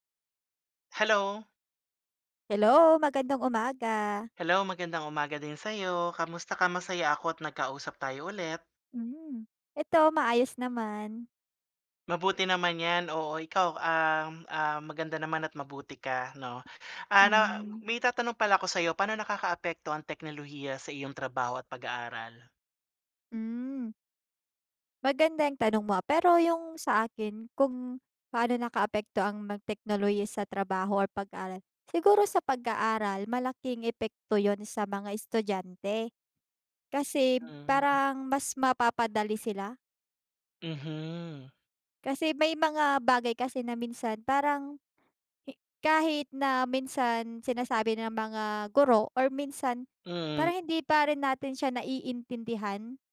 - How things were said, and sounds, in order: tapping; other background noise; drawn out: "Mhm"
- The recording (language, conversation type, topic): Filipino, unstructured, Paano nakakaapekto ang teknolohiya sa iyong trabaho o pag-aaral?